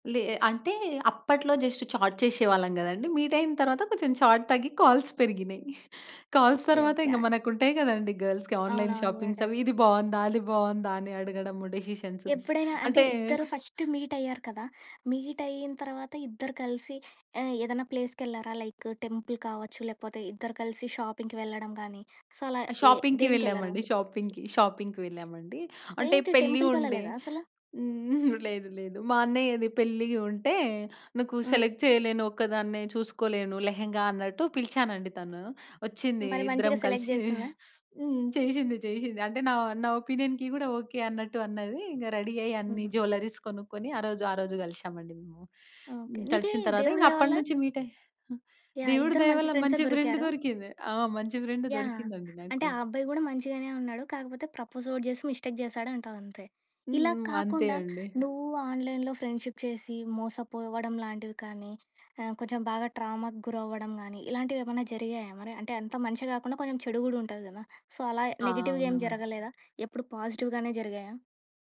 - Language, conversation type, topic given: Telugu, podcast, ఆన్‌లైన్‌లో ఏర్పడే స్నేహాలు నిజమైన బంధాలేనా?
- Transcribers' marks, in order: in English: "జస్ట్ చాట్"; in English: "మీట్"; in English: "చాట్"; in English: "కాల్స్"; in English: "కాల్స్"; in English: "గర్ల్స్‌కి ఆన్లైన్ షాపింగ్స్"; in English: "డిసిషన్స్"; in English: "ఫస్ట్ మీట్"; in English: "మీట్"; in English: "ప్లేస్"; in English: "లైక్ టెంపుల్"; in English: "షాపింగ్‌కి"; in English: "షాపింగ్‌కి"; in English: "సో"; in English: "షాపింగ్‌కి. షాపింగ్‌కి"; tapping; in English: "టెంపుల్"; chuckle; in English: "సెలెక్ట్"; chuckle; in English: "సెలెక్ట్"; in English: "ఒపీనియన్‌కి"; in English: "రెడీ"; in English: "జ్యువెల్లరీస్"; in English: "ఫ్రెండ్"; in English: "ఫ్రెండ్"; in English: "ప్రపోజ్"; in English: "మిస్టేక్"; in English: "ఆన్లైన్‌లో ఫ్రెండ్షిప్"; in English: "ట్రామాకు"; in English: "సో"; in English: "నెగెటివ్‌గా"; in English: "పాజిటివ్‌గానే"